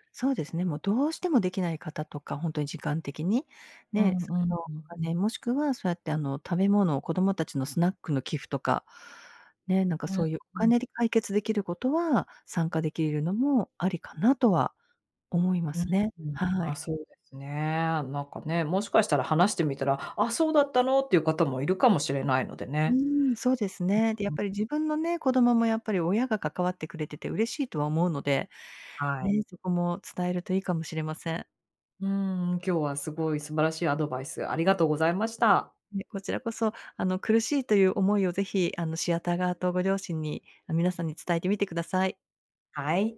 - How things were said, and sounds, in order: unintelligible speech
- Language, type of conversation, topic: Japanese, advice, チーム内で業務量を公平に配分するために、どのように話し合えばよいですか？